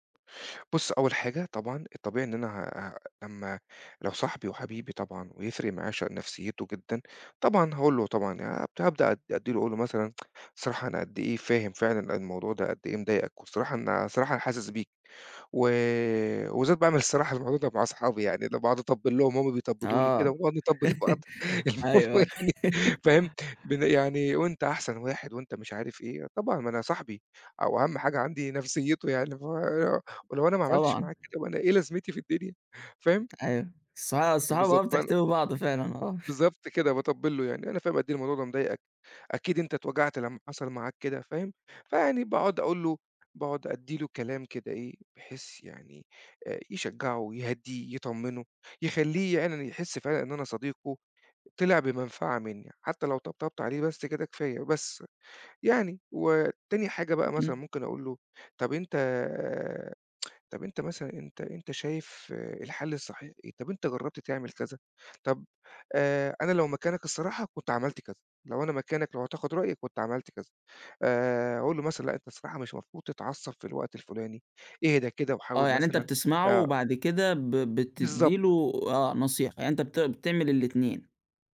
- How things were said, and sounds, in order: tsk; chuckle; laughing while speaking: "ونقعد نطبّل لبعض الموضوع يعني فاهم؟"; chuckle; unintelligible speech; chuckle; tsk; tapping
- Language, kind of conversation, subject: Arabic, podcast, إزاي تعرف الفرق بين اللي طالب نصيحة واللي عايزك بس تسمع له؟